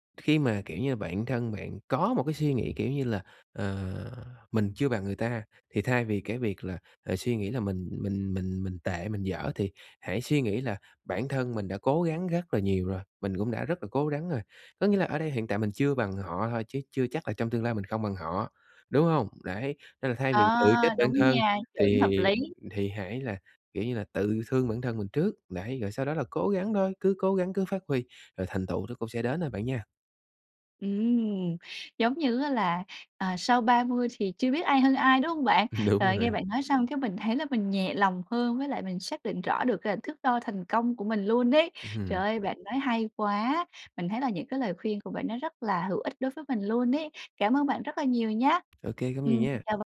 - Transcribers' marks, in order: tapping; other background noise; laughing while speaking: "Đúng"
- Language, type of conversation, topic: Vietnamese, advice, Làm sao để giảm áp lực khi mình hay so sánh bản thân với người khác?